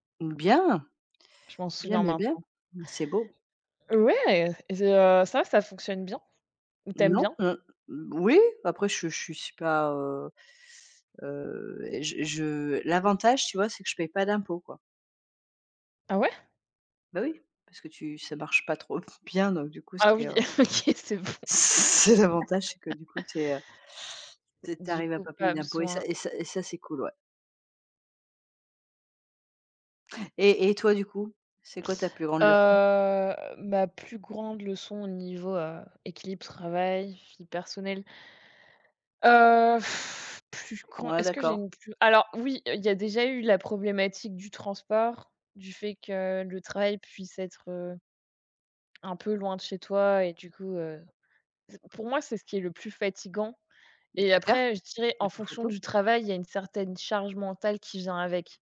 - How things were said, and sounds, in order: laughing while speaking: "OK, c'est bon je"; stressed: "C'est"; unintelligible speech; laugh; blowing
- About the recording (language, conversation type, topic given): French, unstructured, Quelle est votre plus grande leçon sur l’équilibre entre vie professionnelle et vie personnelle ?